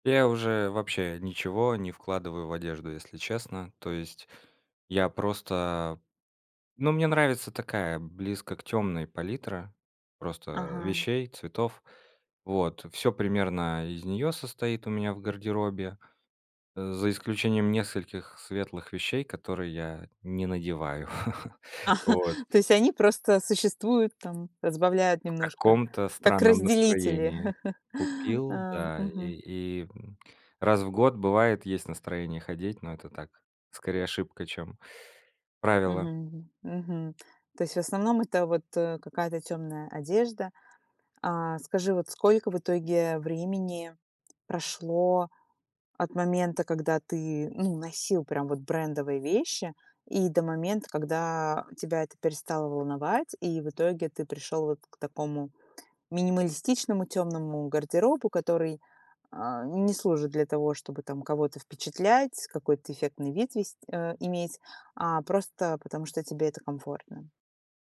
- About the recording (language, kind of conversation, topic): Russian, podcast, Что для тебя важнее: комфорт или эффектный вид?
- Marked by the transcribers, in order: chuckle; chuckle; other background noise